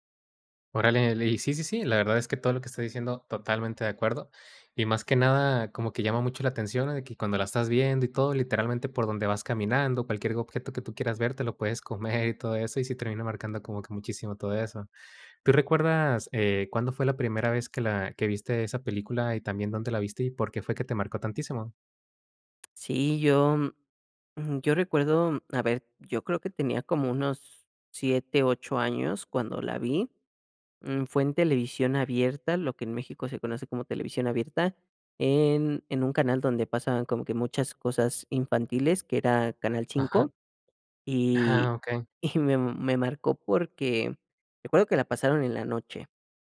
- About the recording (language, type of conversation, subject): Spanish, podcast, ¿Qué película te marcó de joven y por qué?
- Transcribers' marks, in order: other background noise; giggle